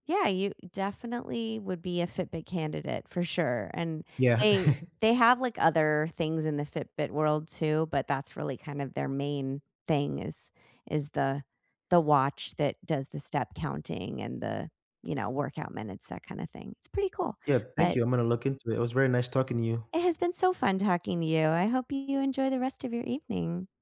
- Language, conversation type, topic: English, unstructured, Which wearable features have genuinely improved your daily routine, and what personal stories show how they helped?
- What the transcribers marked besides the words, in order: chuckle